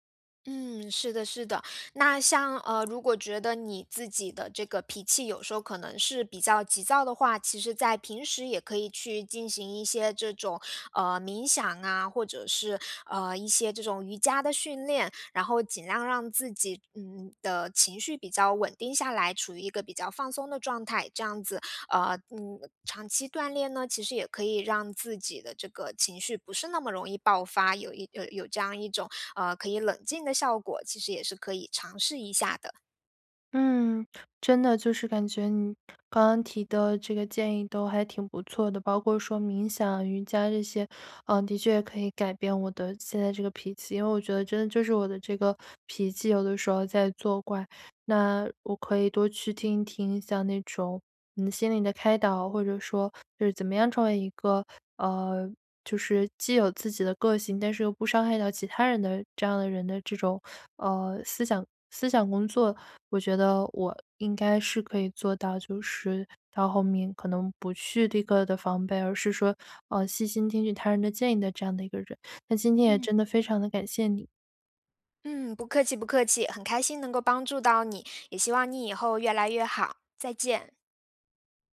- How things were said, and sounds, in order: none
- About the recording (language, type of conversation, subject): Chinese, advice, 如何才能在听到反馈时不立刻产生防御反应？